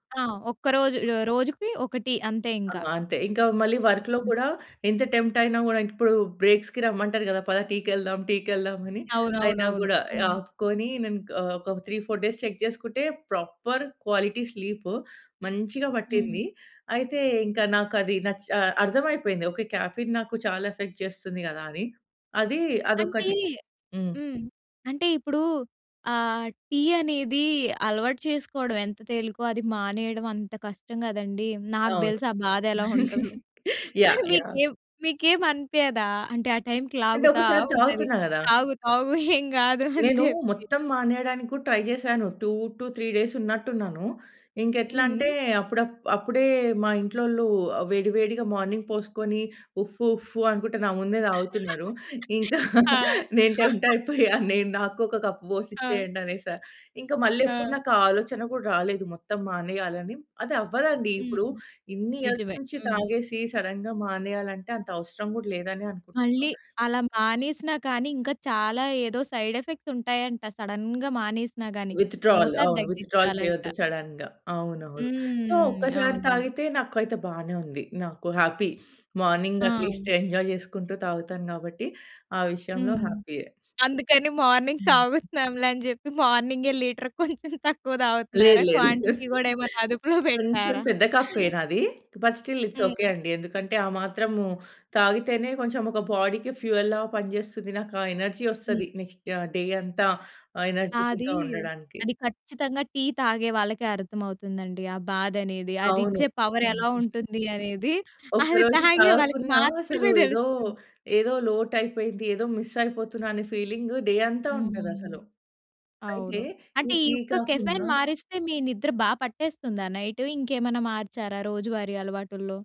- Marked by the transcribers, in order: in English: "వర్క్‌లో"; in English: "టెంప్ట్"; in English: "బ్రేక్స్‌కి"; in English: "త్రీ ఫౌర్ డేస్ చెక్"; in English: "ప్రాపర్ క్వాలిటీ స్లీప్"; in English: "కెఫెయిన్"; in English: "ఎఫెక్ట్"; laughing while speaking: "ఎలా ఉంటుందో! మరి మీకేం, మీకేం … కాదు అని చెప్పి"; giggle; in English: "ట్రై"; in English: "టూ టు త్రీ డేస్"; in English: "మార్నింగ్"; laughing while speaking: "ఆ!"; laughing while speaking: "నేను టెంప్ట్ అయిపోయా, నేను నాకు ఒక కప్ పోసి ఇచ్చేయండి అనేసా"; in English: "టెంప్ట్"; in English: "కప్"; in English: "ఇయర్స్"; in English: "సడెన్‌గా"; in English: "సైడ్ ఎఫెక్ట్స్"; in English: "సడెన్‌గా"; in English: "విత్‌డ్రాల్"; in English: "విత్‌డ్రాల్"; in English: "సడెన్‌గా"; in English: "సో"; in English: "హ్యాపీ. మార్నింగ్ అట్లీస్ట్ ఎంజాయ్"; in English: "హ్యాపీయే"; in English: "మార్నింగ్"; laughing while speaking: "తాగుతున్నాంలే అని చెప్పి మార్నింగ్ లీటర్‌కి … ఏమైనా అదుపులో పెట్టరా?"; other background noise; in English: "మార్నింగ్ లీటర్‌కి"; laughing while speaking: "లేదు. లేదు. లేదు"; in English: "క్వాంటిటీ"; in English: "బట్ స్టిల్ ఇట్స్"; in English: "బాడీకి ఫ్యూయల్‌లాగా"; in English: "ఎనర్జీ"; in English: "నెక్స్ట్ డే"; in English: "ఎనర్జిటిక్‌గా"; in English: "పవర్"; laughing while speaking: "అది తాగే వాళ్ళకి మాత్రమే తెలుస్తుంది"; in English: "మిస్"; in English: "ఫీలింగ్ డే"; in English: "కెఫెయిన్"; in English: "నైట్?"
- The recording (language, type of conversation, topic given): Telugu, podcast, రాత్రి మెరుగైన నిద్ర కోసం మీరు అనుసరించే రాత్రి రొటీన్ ఏమిటి?